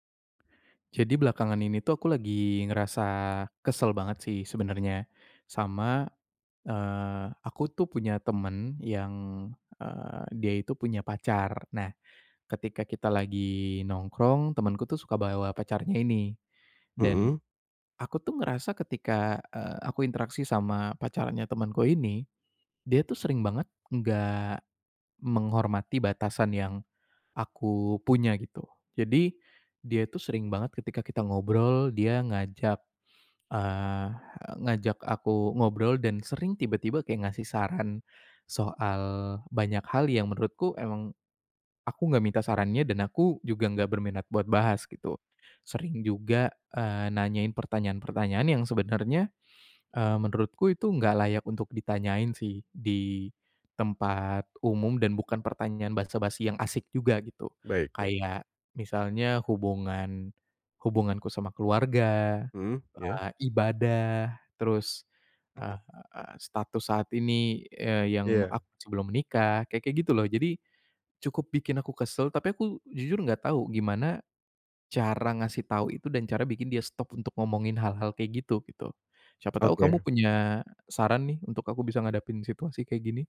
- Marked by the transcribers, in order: other background noise
- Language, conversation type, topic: Indonesian, advice, Bagaimana cara menghadapi teman yang tidak menghormati batasan tanpa merusak hubungan?